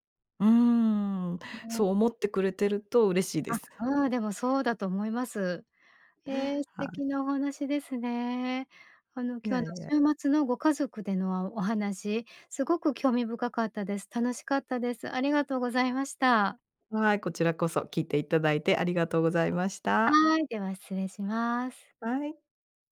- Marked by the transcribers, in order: none
- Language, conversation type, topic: Japanese, podcast, 週末はご家族でどんなふうに過ごすことが多いですか？